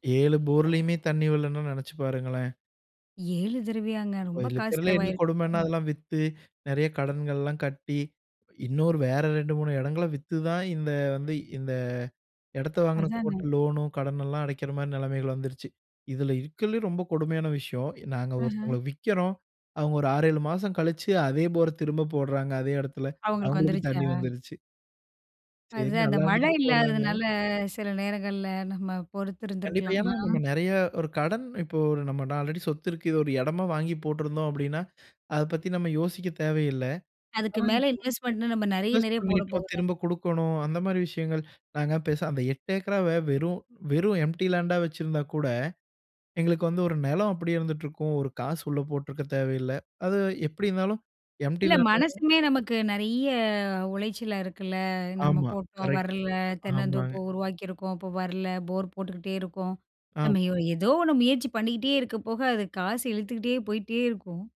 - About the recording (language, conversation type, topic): Tamil, podcast, மழைநீர் மட்டம் குறையும்போது கிராம வாழ்க்கை எப்படி மாற்றம் அடைகிறது?
- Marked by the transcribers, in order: in English: "போர்லயுமே"; other background noise; in English: "ஆல்ரெடி"; in English: "இன்வெஸ்ட்மென்ட்ன்னு"; in English: "இன்வெஸ்ட்"; "பேசாம" said as "பேசா"; in English: "எம்ப்டி லேண்டா"; in English: "எம்ப்டி லேண்ட்"; unintelligible speech; in English: "போர்"